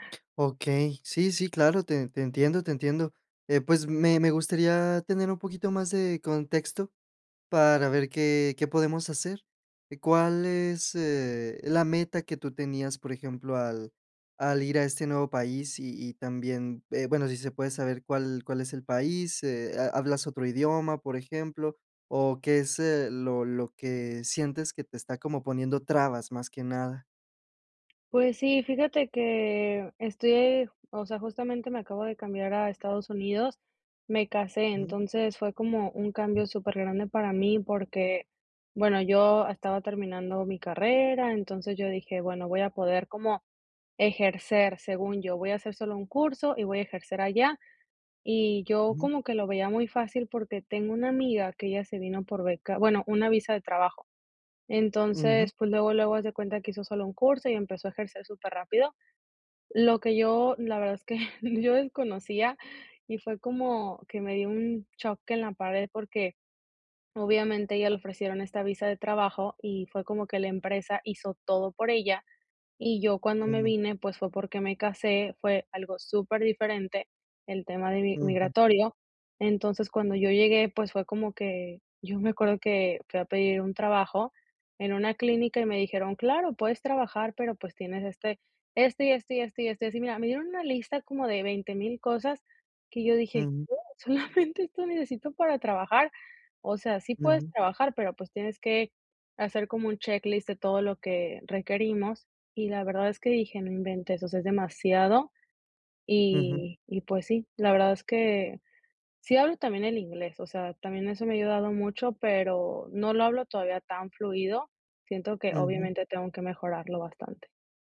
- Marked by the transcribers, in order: other background noise; laughing while speaking: "yo desconocía"
- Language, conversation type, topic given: Spanish, advice, ¿Cómo puedo recuperar mi resiliencia y mi fuerza después de un cambio inesperado?